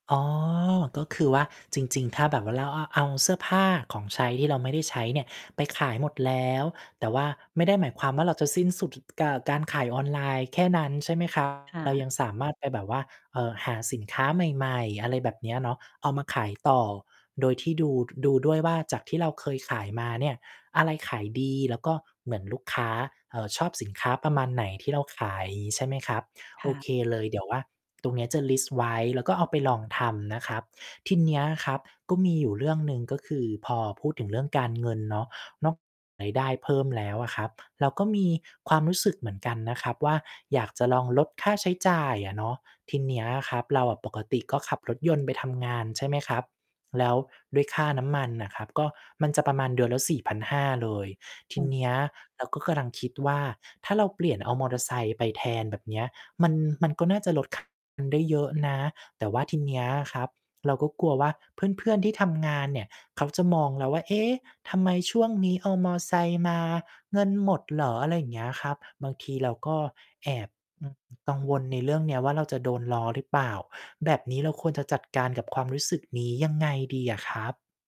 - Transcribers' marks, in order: distorted speech; other background noise; other noise
- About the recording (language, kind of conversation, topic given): Thai, advice, คุณกังวลเรื่องการเงินและค่าใช้จ่ายที่เพิ่มขึ้นอย่างไรบ้าง?